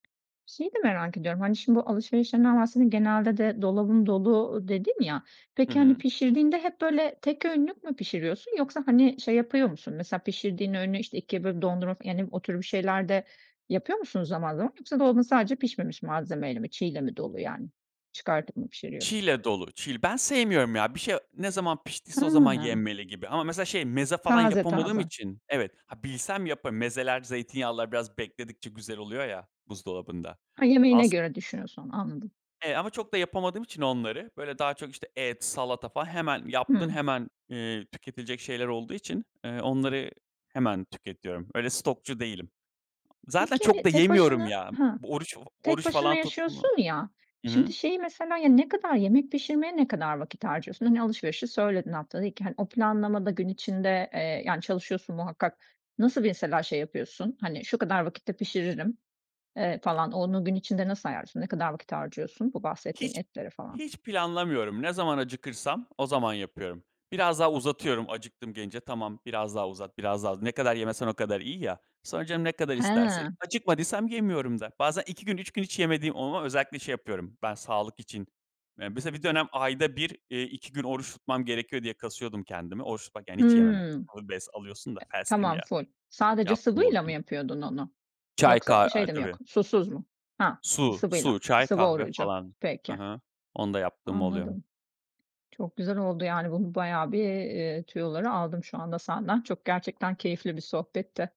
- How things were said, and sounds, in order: tapping; other background noise; unintelligible speech; in English: "fasting"; unintelligible speech
- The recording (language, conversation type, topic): Turkish, podcast, Yemek planlarını nasıl yapıyorsun, pratik bir yöntemin var mı?